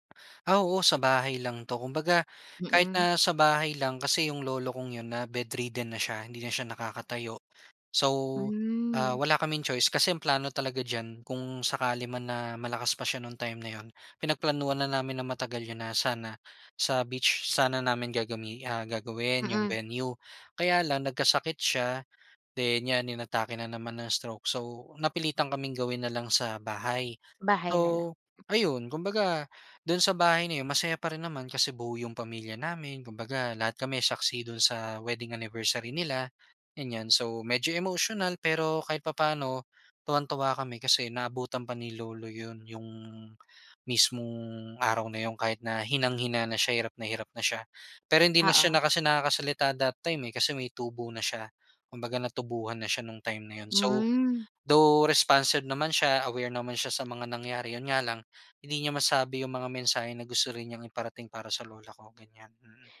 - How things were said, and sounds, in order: tapping; other background noise
- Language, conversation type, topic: Filipino, podcast, Ano ang pinaka-hindi mo malilimutang pagtitipon ng pamilya o reunion?